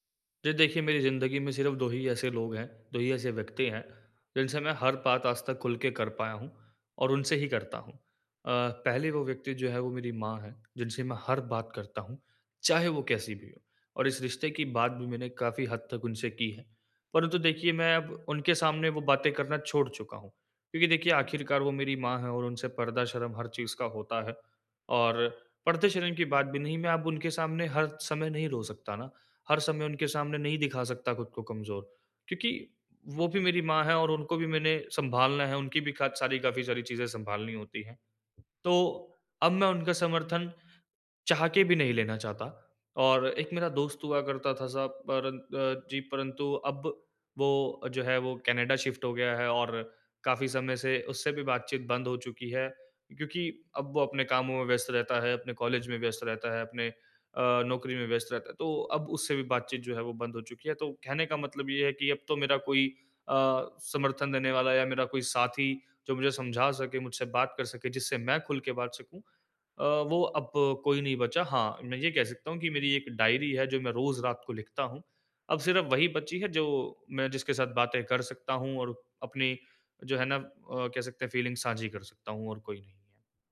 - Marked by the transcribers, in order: in English: "शिफ़्ट"; in English: "फ़ीलिंग्स"
- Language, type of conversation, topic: Hindi, advice, टूटे रिश्ते को स्वीकार कर आगे कैसे बढ़ूँ?